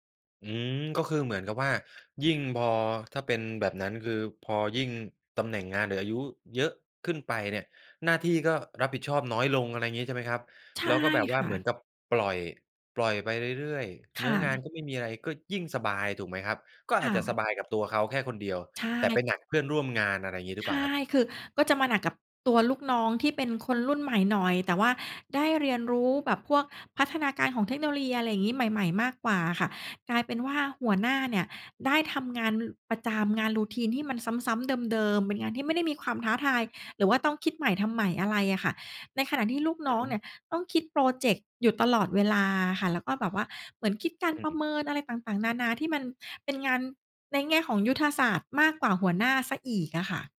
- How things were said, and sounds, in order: in English: "Routine"
- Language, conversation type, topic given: Thai, podcast, อะไรทำให้คนอยากอยู่กับบริษัทไปนาน ๆ?